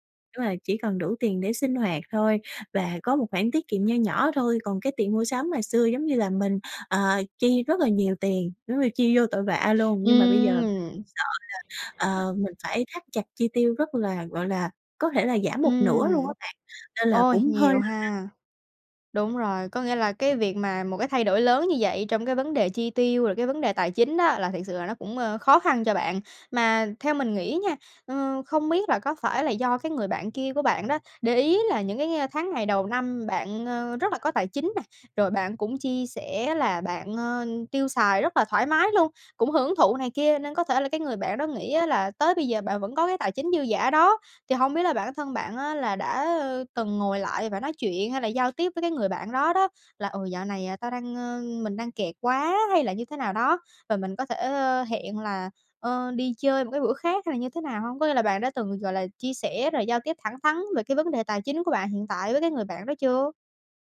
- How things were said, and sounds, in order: tapping; other noise; other background noise
- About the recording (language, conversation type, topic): Vietnamese, advice, Bạn làm gì khi cảm thấy bị áp lực phải mua sắm theo xu hướng và theo mọi người xung quanh?